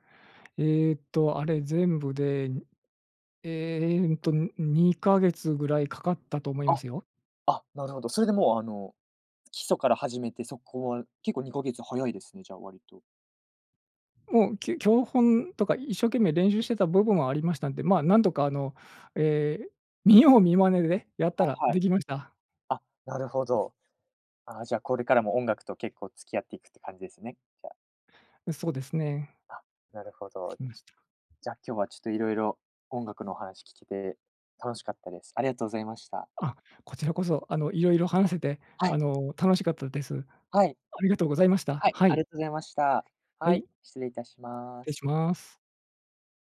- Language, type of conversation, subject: Japanese, podcast, 音楽と出会ったきっかけは何ですか？
- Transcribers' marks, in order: other background noise; tapping